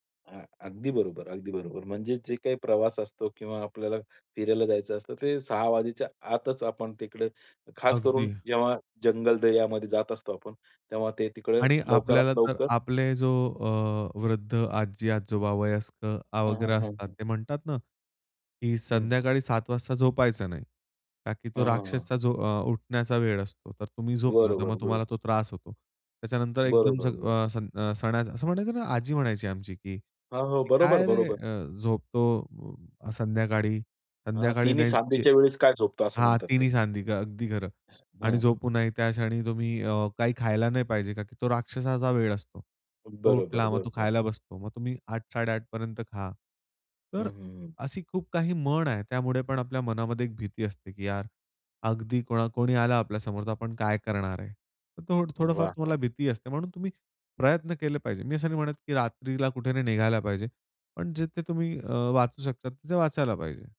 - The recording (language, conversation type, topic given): Marathi, podcast, निसर्गाचा कोणता अनुभव तुम्हाला सर्वात जास्त विस्मयात टाकतो?
- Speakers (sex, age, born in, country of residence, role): male, 25-29, India, India, guest; male, 50-54, India, India, host
- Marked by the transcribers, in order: none